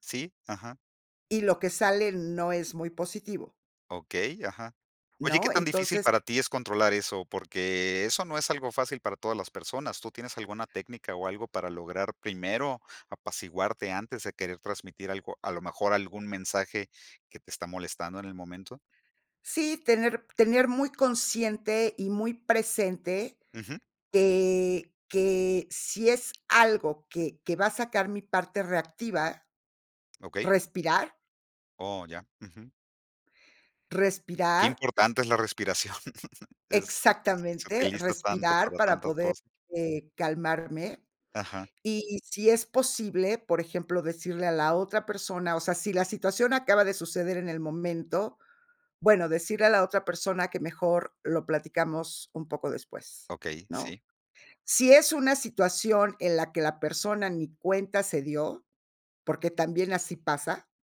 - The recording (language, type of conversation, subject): Spanish, podcast, ¿Qué consejos darías para mejorar la comunicación familiar?
- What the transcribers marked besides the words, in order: chuckle